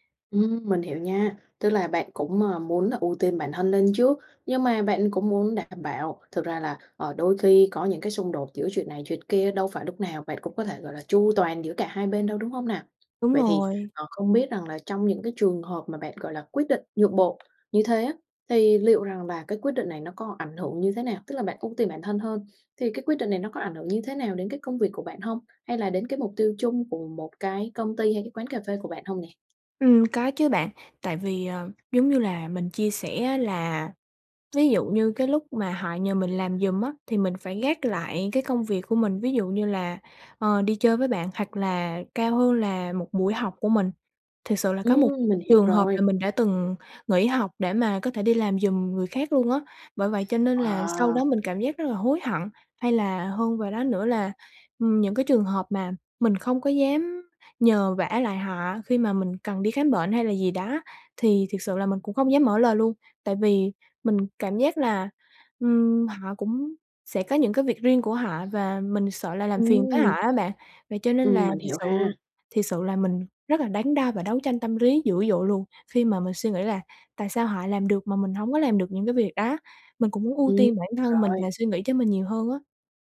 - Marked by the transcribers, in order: tapping; other background noise
- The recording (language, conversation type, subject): Vietnamese, advice, Làm thế nào để cân bằng lợi ích cá nhân và lợi ích tập thể ở nơi làm việc?